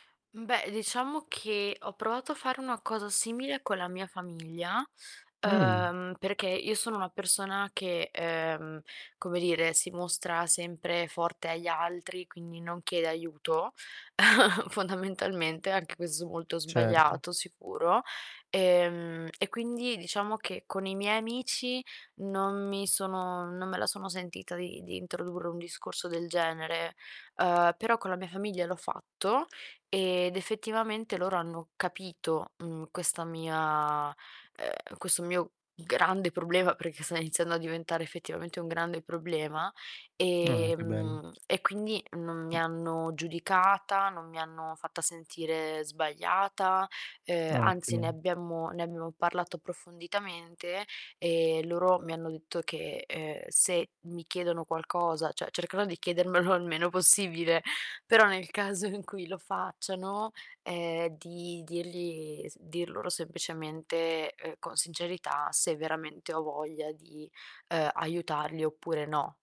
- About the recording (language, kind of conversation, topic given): Italian, advice, Come posso dire di no senza sentirmi in colpa?
- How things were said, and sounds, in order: distorted speech; chuckle; "cioè" said as "ceh"; laughing while speaking: "in cui"